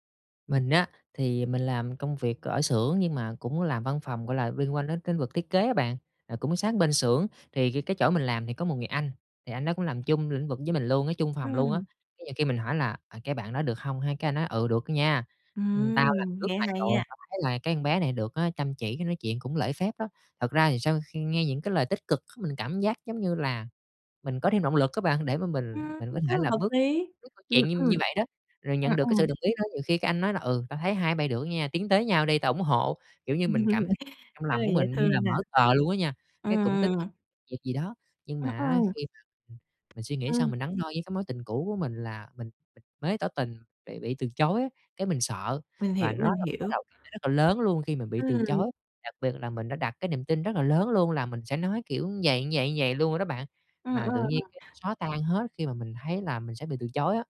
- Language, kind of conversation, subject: Vietnamese, advice, Bạn đã từng bị từ chối trong tình cảm hoặc công việc đến mức cảm thấy tổn thương như thế nào?
- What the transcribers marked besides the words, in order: unintelligible speech; laugh; unintelligible speech; tapping; unintelligible speech